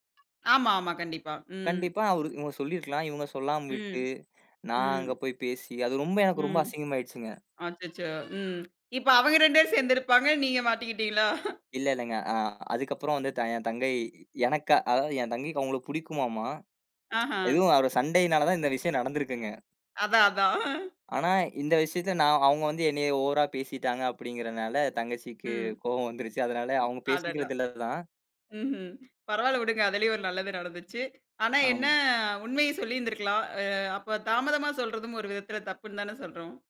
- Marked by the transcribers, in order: other background noise; other noise; laughing while speaking: "இப்ப அவங்க ரெண்டு பேரும் சேர்ந்திருப்பாங்க, நீங்க மாட்டிகிட்டீங்களா?"; chuckle
- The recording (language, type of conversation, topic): Tamil, podcast, உண்மையைச் சொல்லிக்கொண்டே நட்பை காப்பாற்றுவது சாத்தியமா?